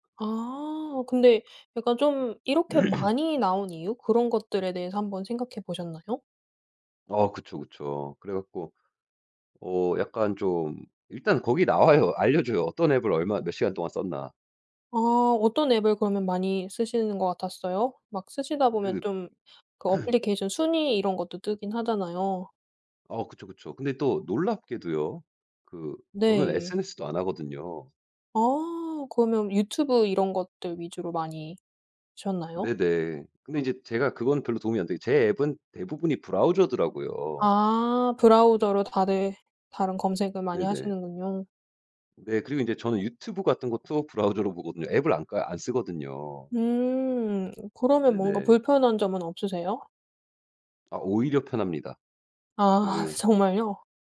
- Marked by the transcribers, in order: throat clearing; other background noise; throat clearing; tapping; laughing while speaking: "아"
- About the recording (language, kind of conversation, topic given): Korean, podcast, 화면 시간을 줄이려면 어떤 방법을 추천하시나요?